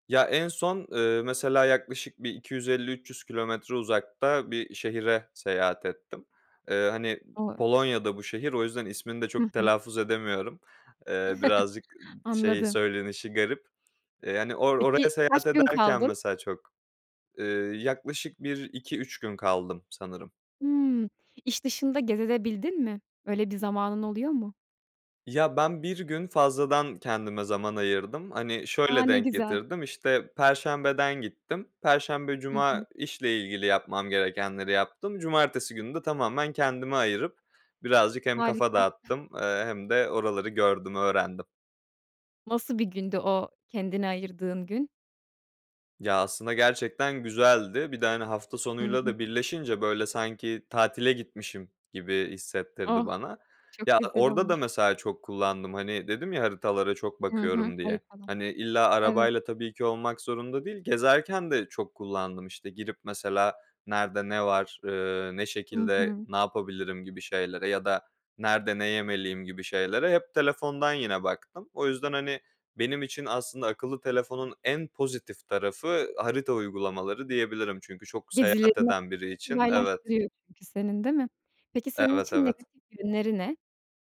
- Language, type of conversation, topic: Turkish, podcast, Akıllı telefonlar hayatını nasıl kolaylaştırıyor ve nasıl zorlaştırıyor?
- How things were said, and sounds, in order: unintelligible speech; chuckle; other background noise; "gezebildin de" said as "geze de bildin"; chuckle